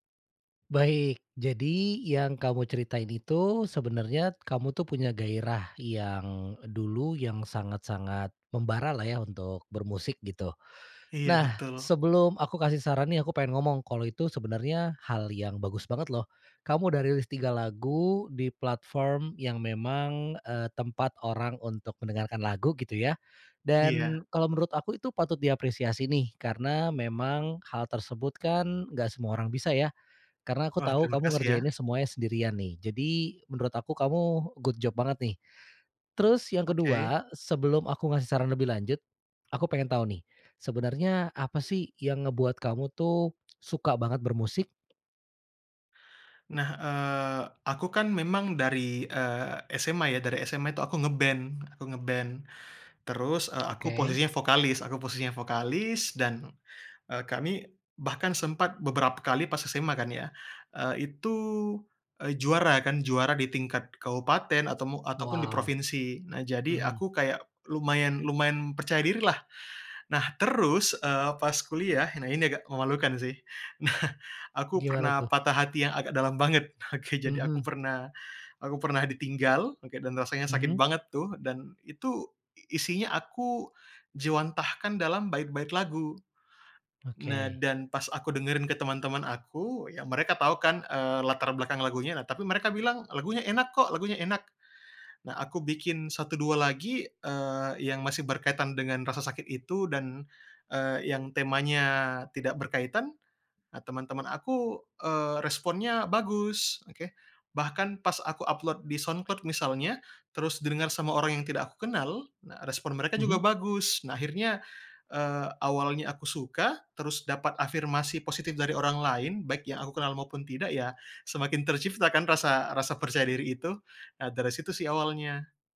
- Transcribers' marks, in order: in English: "good job"; tongue click; tapping; laughing while speaking: "Nah"; laughing while speaking: "oke"
- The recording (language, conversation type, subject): Indonesian, advice, Kapan kamu menyadari gairah terhadap hobi kreatifmu tiba-tiba hilang?